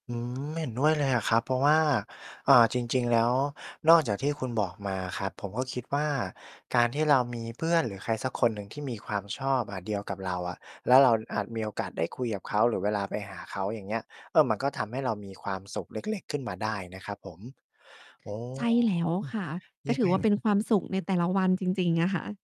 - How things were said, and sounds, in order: tapping; distorted speech
- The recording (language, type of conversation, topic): Thai, podcast, คุณมีวิธีเก็บเกี่ยวความสุขในวันธรรมดาๆ ที่ใช้เป็นประจำไหม?